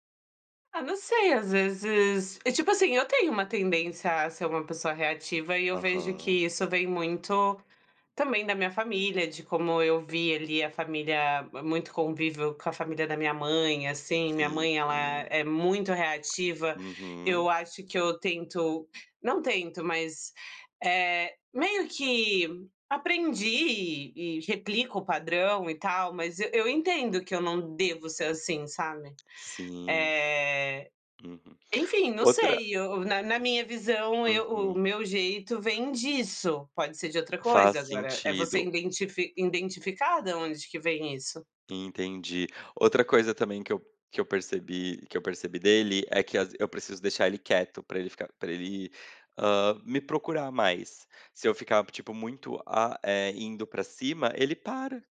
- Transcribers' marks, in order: tapping
- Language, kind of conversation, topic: Portuguese, unstructured, Como você define um relacionamento saudável?